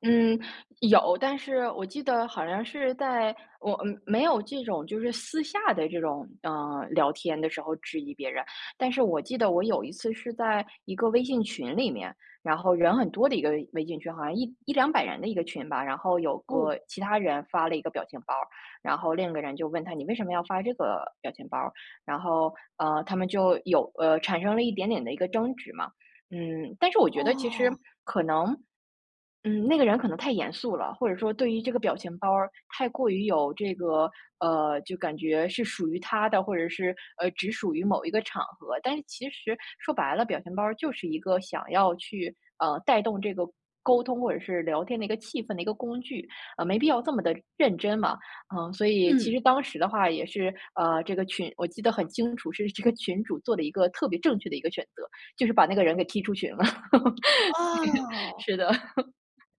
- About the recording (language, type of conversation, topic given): Chinese, podcast, 你觉得表情包改变了沟通吗？
- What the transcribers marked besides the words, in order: other background noise; laughing while speaking: "这个群主"; laugh; unintelligible speech; laugh